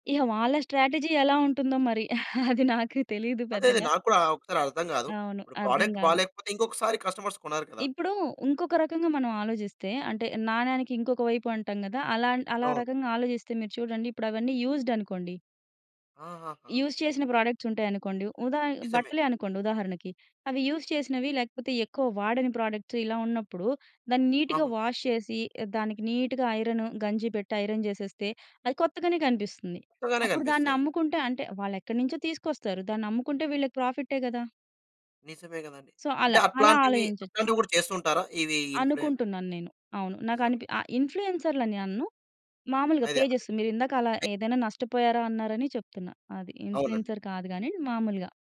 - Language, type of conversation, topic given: Telugu, podcast, చిన్న వ్యాపారాలపై ప్రభావశీలుల ప్రభావం
- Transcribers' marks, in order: in English: "స్ట్రాటజీ"; chuckle; in English: "ప్రొడక్ట్"; in English: "కస్టమర్స్"; in English: "యూజ్‌డ్"; in English: "యూజ్"; in English: "ప్రొడక్ట్స్"; in English: "యూజ్"; in English: "ప్రొడక్ట్స్"; in English: "నీట్‌గా వాష్"; in English: "నీట్‌గా ఐరన్"; in English: "ఐరన్"; in English: "సో"; in English: "ఇన్‌ఫ్లూయెన్"; in English: "ఇన్‌ఫ్లూయెన్సర్‌లని"; in English: "పేజెస్"; other noise; in English: "ఇన్‌ఫ్లూయెన్సర్"